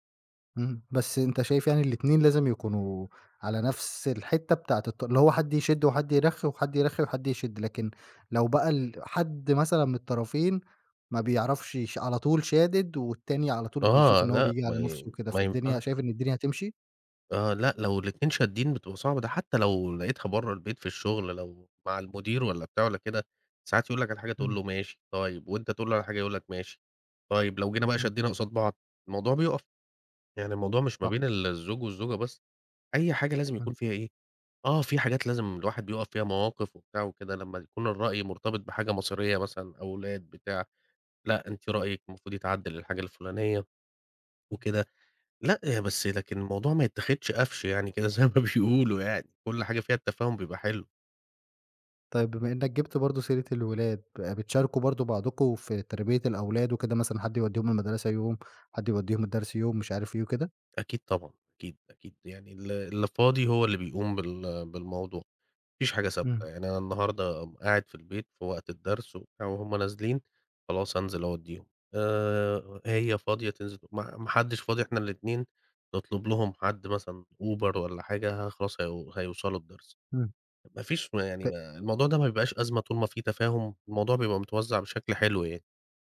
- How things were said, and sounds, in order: other background noise; laughing while speaking: "زي ما بيقولوا"; tapping
- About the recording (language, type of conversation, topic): Arabic, podcast, إزاي شايفين أحسن طريقة لتقسيم شغل البيت بين الزوج والزوجة؟